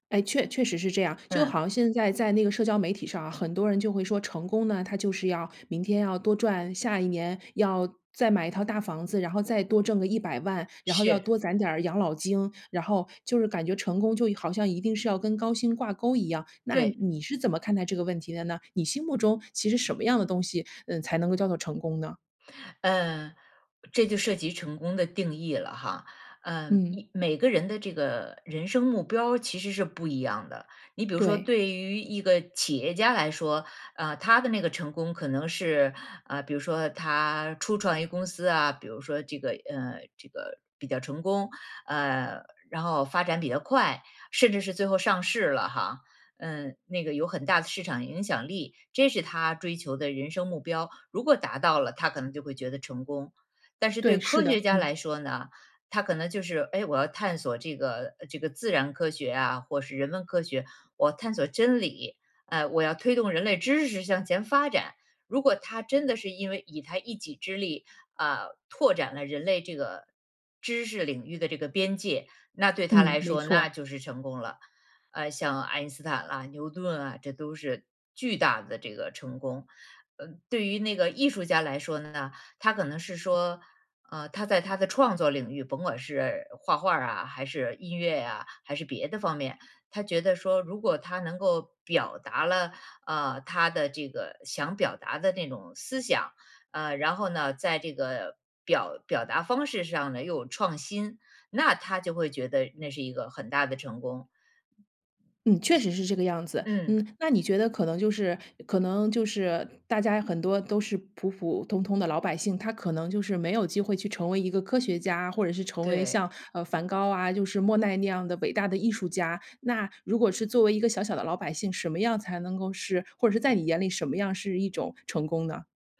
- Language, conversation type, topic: Chinese, podcast, 你觉得成功一定要高薪吗？
- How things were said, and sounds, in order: other background noise; other noise